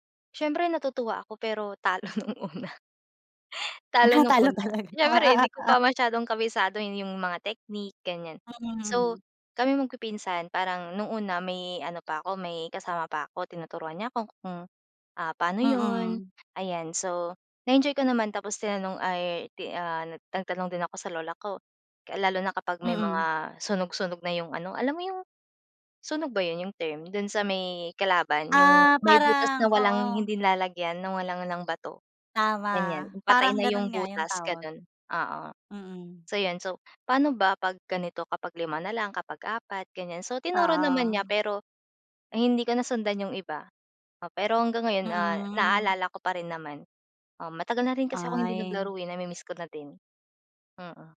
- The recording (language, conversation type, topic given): Filipino, podcast, May larong ipinasa sa iyo ang lolo o lola mo?
- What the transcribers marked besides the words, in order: laughing while speaking: "talo nung una"; chuckle; laughing while speaking: "Ah, talo talaga"; laugh; other background noise